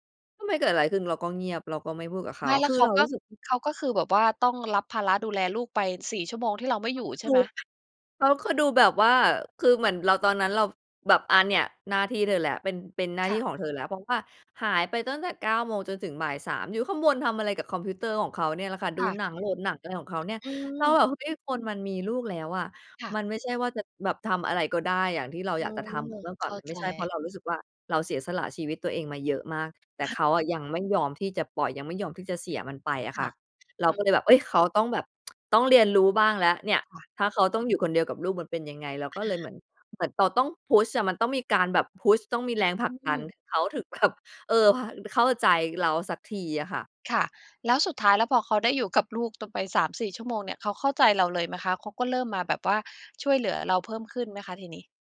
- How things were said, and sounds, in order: tapping; lip smack; in English: "Push"; in English: "Push"; laughing while speaking: "แบบ"; unintelligible speech
- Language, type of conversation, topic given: Thai, advice, ความสัมพันธ์ของคุณเปลี่ยนไปอย่างไรหลังจากมีลูก?